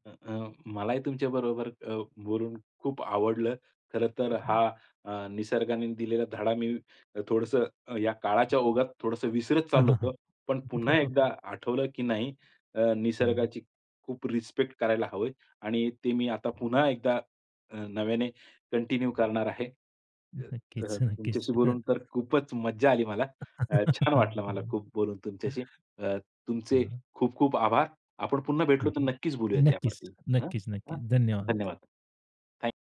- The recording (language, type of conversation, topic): Marathi, podcast, निसर्गाने तुम्हाला शिकवलेला सर्वात मोठा धडा कोणता होता?
- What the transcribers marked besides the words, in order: other noise; tapping; laughing while speaking: "बरोबर"; other background noise; in English: "कंटिन्यू"; chuckle